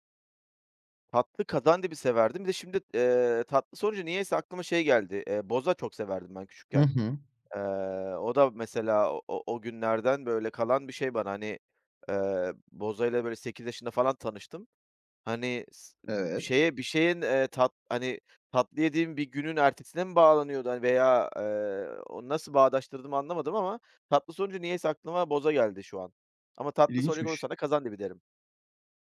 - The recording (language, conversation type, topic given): Turkish, podcast, Çocukluğundaki en unutulmaz yemek anını anlatır mısın?
- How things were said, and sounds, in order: other background noise; tapping